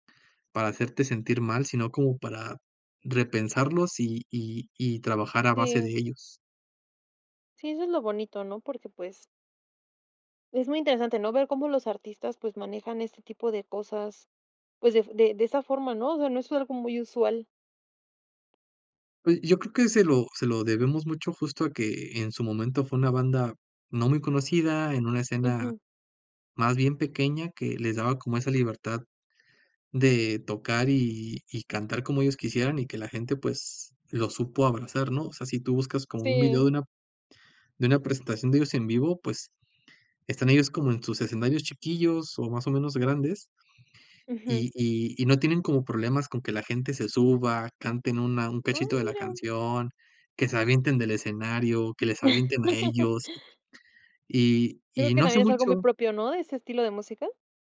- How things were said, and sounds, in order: chuckle
- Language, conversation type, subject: Spanish, podcast, ¿Qué artista recomendarías a cualquiera sin dudar?